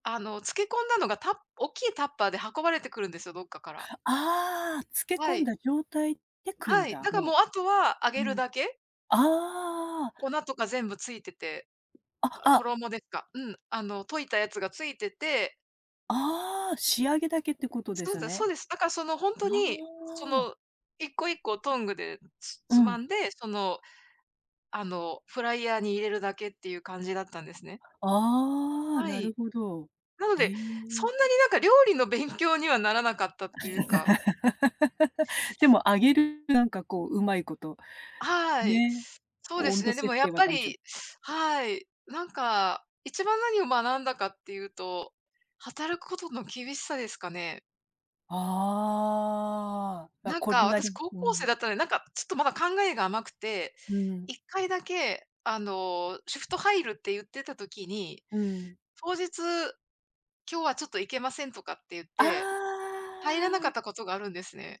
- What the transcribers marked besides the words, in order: tapping; chuckle; drawn out: "ああ"; drawn out: "ああ"
- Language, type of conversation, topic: Japanese, unstructured, 初めてアルバイトをしたとき、どんなことを学びましたか？